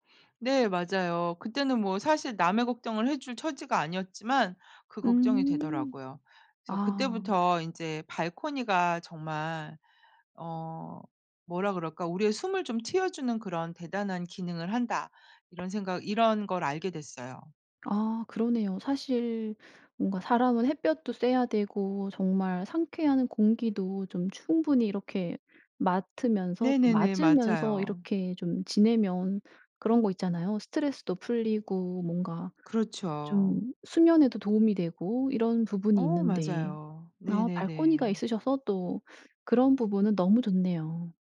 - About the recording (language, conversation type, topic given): Korean, podcast, 작은 발코니를 멋지게 활용하는 방법이 있을까요?
- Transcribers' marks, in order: tapping